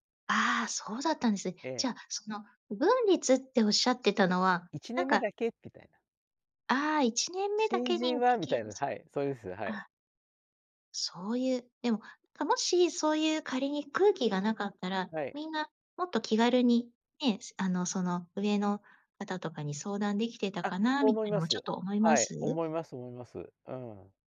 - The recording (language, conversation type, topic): Japanese, podcast, 休みをきちんと取るためのコツは何ですか？
- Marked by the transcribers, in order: "不文律" said as "うぶんりつ"